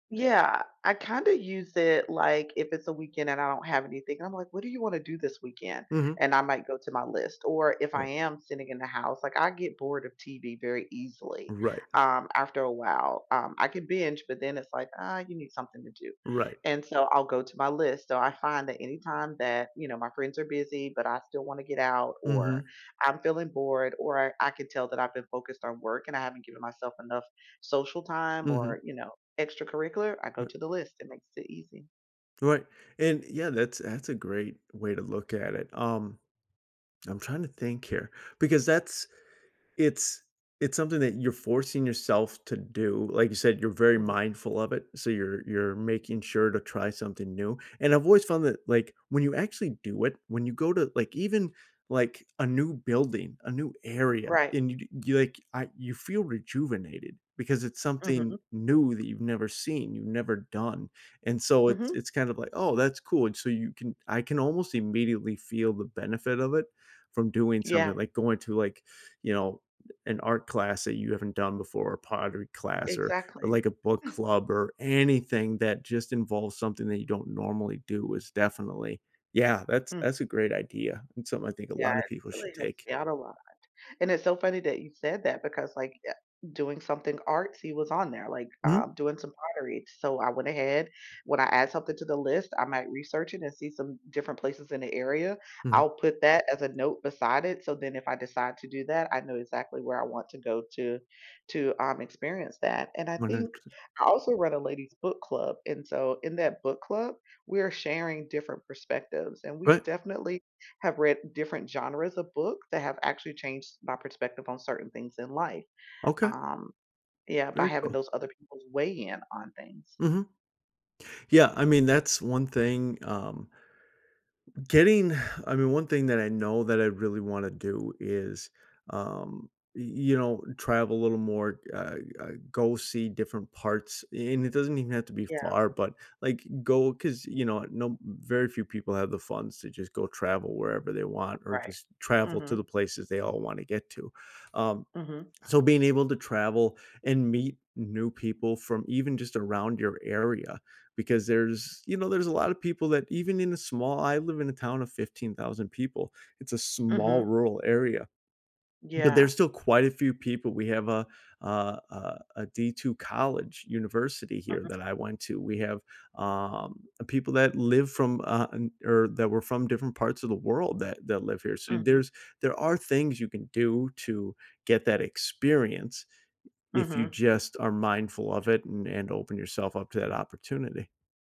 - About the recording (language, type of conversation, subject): English, unstructured, How can I stay open to changing my beliefs with new information?
- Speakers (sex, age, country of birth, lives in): female, 50-54, United States, United States; male, 40-44, United States, United States
- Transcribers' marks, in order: tapping; stressed: "anything"; chuckle; sigh